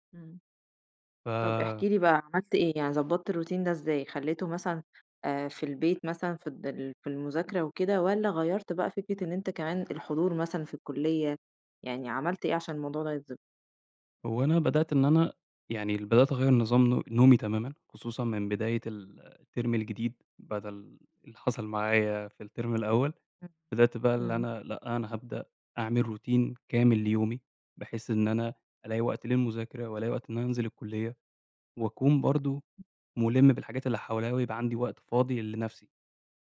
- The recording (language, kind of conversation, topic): Arabic, podcast, إيه الخطوات اللي بتعملها عشان تحسّن تركيزك مع الوقت؟
- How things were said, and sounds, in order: in English: "الروتين"; other background noise; in English: "الترم"; in English: "الترم"; in English: "روتين"